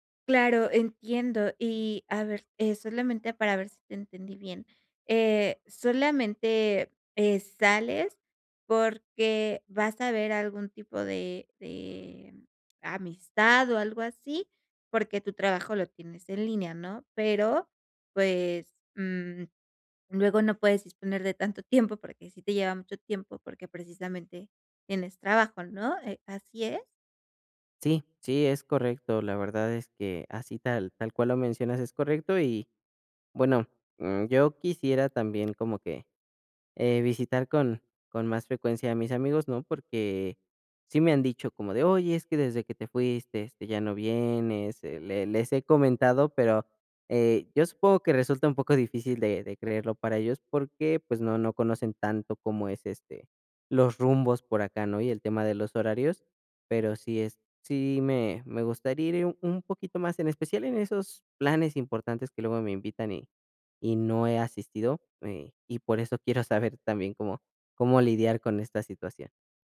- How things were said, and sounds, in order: none
- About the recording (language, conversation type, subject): Spanish, advice, ¿Cómo puedo reducir el estrés durante los desplazamientos y las conexiones?